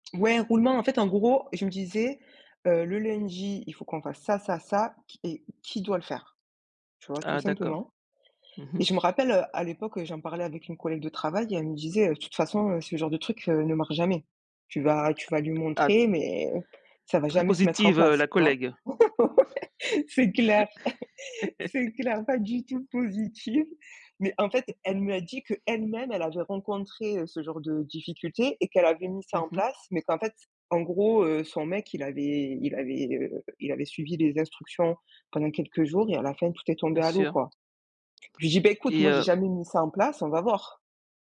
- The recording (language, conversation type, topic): French, podcast, Comment peut-on partager équitablement les tâches ménagères ?
- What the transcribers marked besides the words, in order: other background noise; stressed: "mais"; laugh; laughing while speaking: "Ouais, c'est clair c'est clair, pas du tout positive"; laugh; laugh